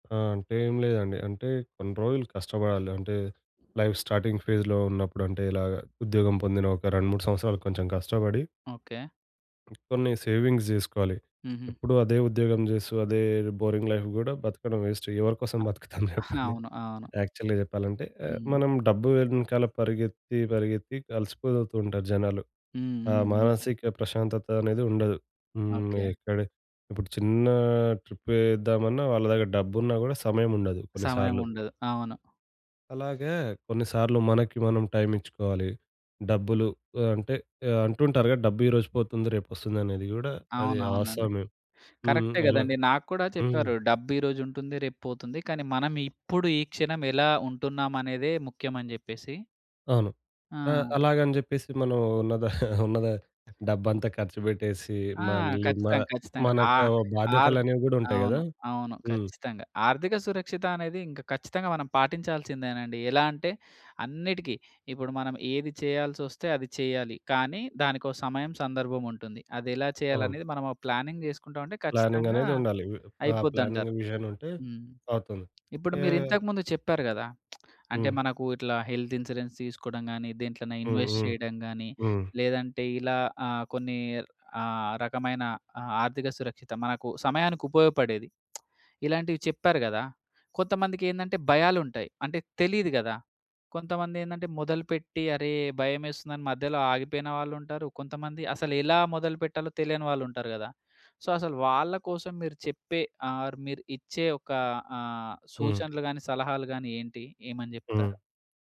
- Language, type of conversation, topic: Telugu, podcast, ఆర్థిక సురక్షత మీకు ఎంత ముఖ్యమైనది?
- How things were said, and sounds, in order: in English: "లైఫ్ స్టార్టింగ్ ఫేస్‌లో"; other background noise; in English: "సేవింగ్స్"; in English: "బోరింగ్ లైఫ్"; in English: "వేస్ట్"; other noise; laughing while speaking: "బతుకుతాం జెప్పండి"; in English: "యాక్చువల్‌గా"; in English: "ట్రిప్"; chuckle; in English: "ప్లానింగ్"; in English: "ప్లానింగ్"; in English: "ప్లానింగ్ విజన్"; tapping; lip smack; in English: "హెల్త్ ఇన్స్యూరెన్స్"; in English: "ఇన్‌వెస్ట్"; lip smack; in English: "సో"; in English: "ఆర్"